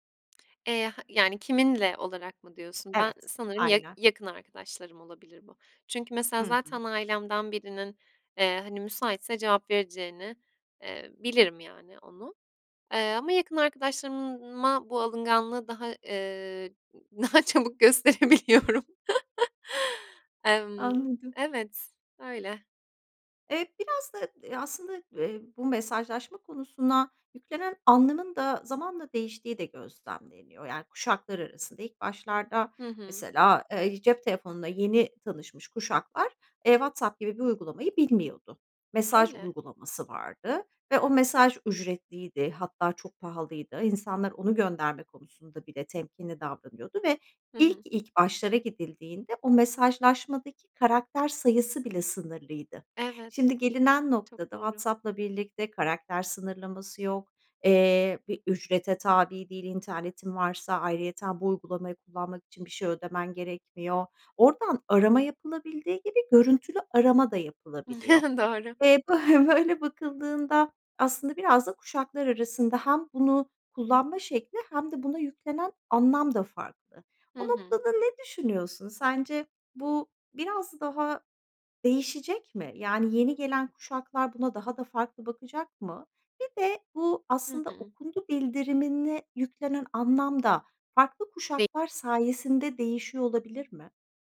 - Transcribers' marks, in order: other background noise; laughing while speaking: "daha çabuk gösterebiliyorum"; chuckle; laughing while speaking: "bö böyle"; unintelligible speech
- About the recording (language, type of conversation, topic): Turkish, podcast, Okundu bildirimi seni rahatsız eder mi?